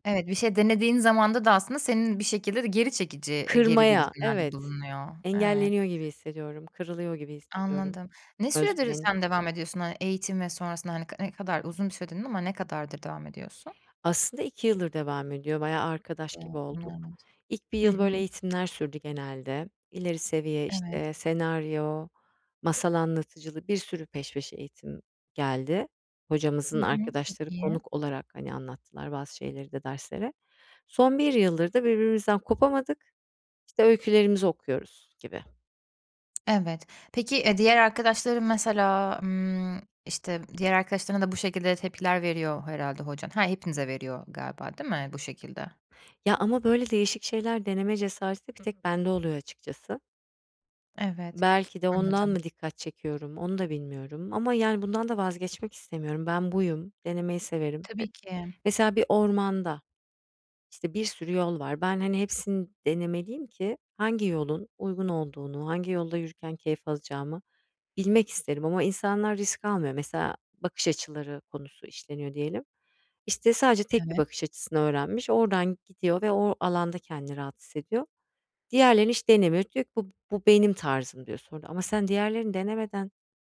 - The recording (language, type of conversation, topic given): Turkish, advice, Mükemmeliyetçilik ve kıyaslama hobilerimi engelliyorsa bunu nasıl aşabilirim?
- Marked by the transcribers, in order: unintelligible speech; other background noise; tapping